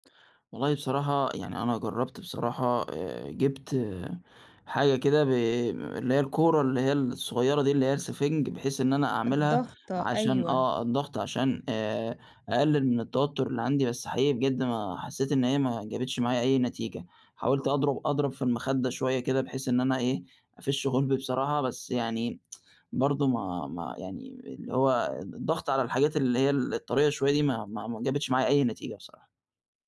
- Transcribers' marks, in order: tsk
- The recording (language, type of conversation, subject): Arabic, advice, إزاي بتلاقي نفسك بتلجأ للكحول أو لسلوكيات مؤذية كل ما تتوتر؟